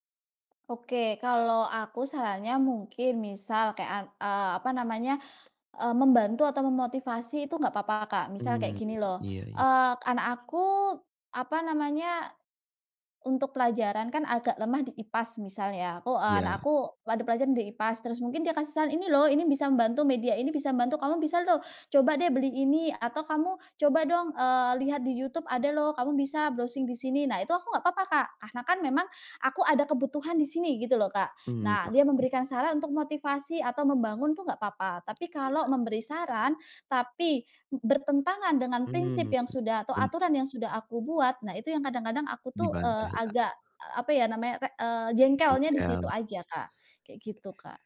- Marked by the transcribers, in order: other background noise; in English: "browsing"
- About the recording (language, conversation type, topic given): Indonesian, advice, Bagaimana cara menetapkan batasan saat keluarga memberi saran?